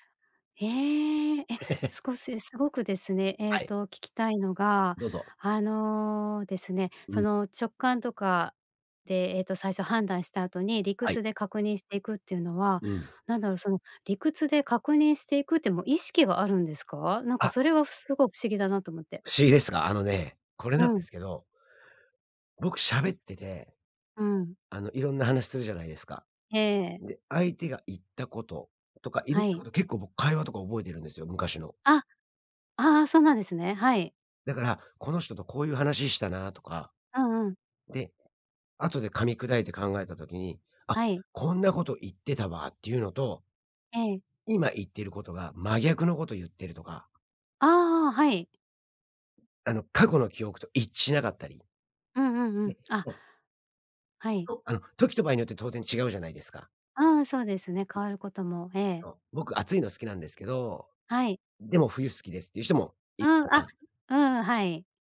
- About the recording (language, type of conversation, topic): Japanese, podcast, 直感と理屈、普段どっちを優先する？
- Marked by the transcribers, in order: laugh; other background noise